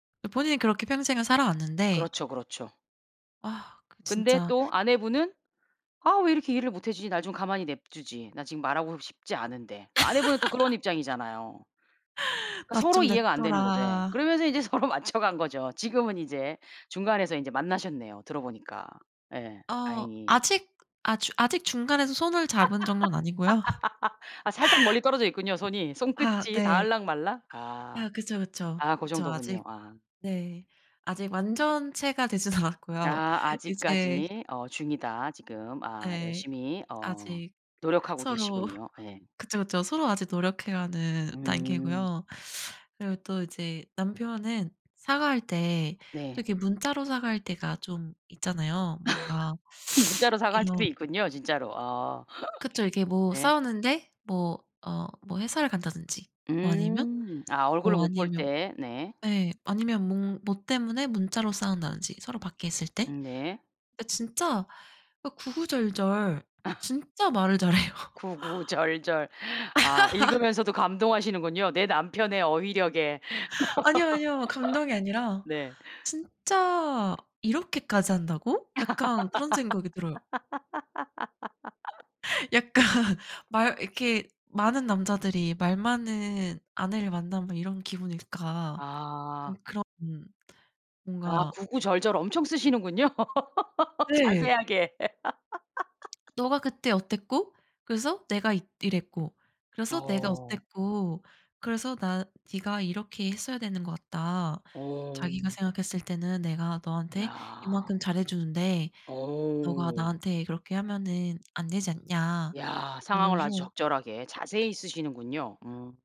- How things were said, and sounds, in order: tapping; laugh; other background noise; laugh; laughing while speaking: "이제 서로 맞춰간거죠"; laugh; laugh; laughing while speaking: "않았고요"; laughing while speaking: "서로"; cough; hiccup; cough; laughing while speaking: "잘해요"; laugh; inhale; laugh; laugh; laugh; laughing while speaking: "약간"; laughing while speaking: "쓰시는군요. 자세하게"; laugh
- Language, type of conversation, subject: Korean, podcast, 사과할 때 어떤 말이 가장 진심으로 들리나요?
- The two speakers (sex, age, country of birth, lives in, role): female, 30-34, South Korea, United States, guest; female, 45-49, South Korea, United States, host